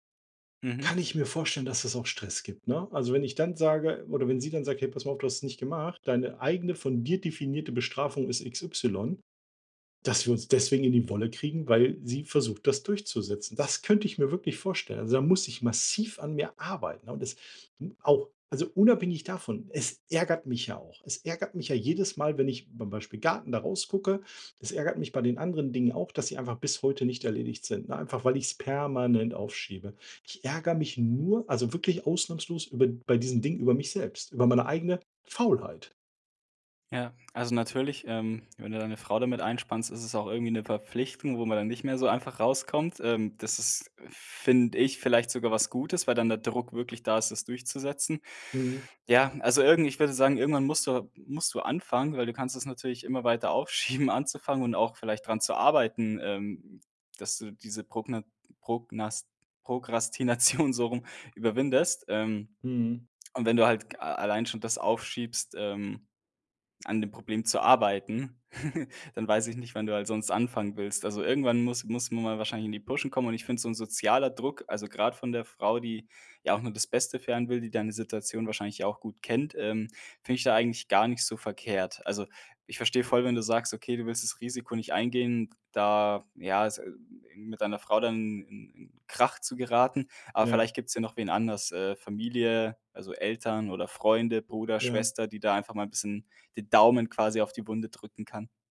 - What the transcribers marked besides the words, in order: stressed: "Das"; stressed: "massiv"; stressed: "arbeiten"; stressed: "ärgert"; drawn out: "permanent"; stressed: "Faulheit"; other background noise; laughing while speaking: "aufschieben"; laughing while speaking: "Prokrastination -"; chuckle
- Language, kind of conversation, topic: German, advice, Warum fällt es dir schwer, langfristige Ziele konsequent zu verfolgen?